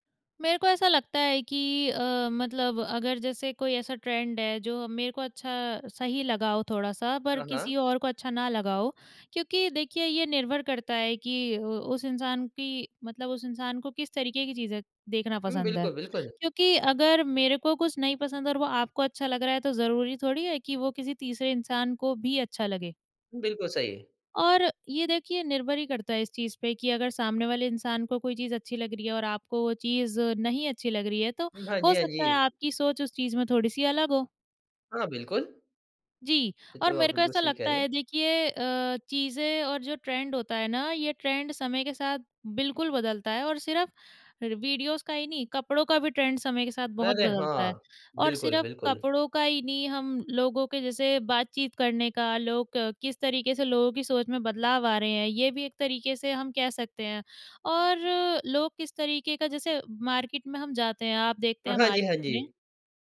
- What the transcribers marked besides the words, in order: in English: "ट्रेंड"; in English: "ट्रेंड"; in English: "ट्रेंड"; in English: "वीडियोज़"; in English: "ट्रेंड"; in English: "मार्केट"; in English: "मार्केट"
- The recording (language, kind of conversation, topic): Hindi, podcast, क्या आप चलन के पीछे चलते हैं या अपनी राह चुनते हैं?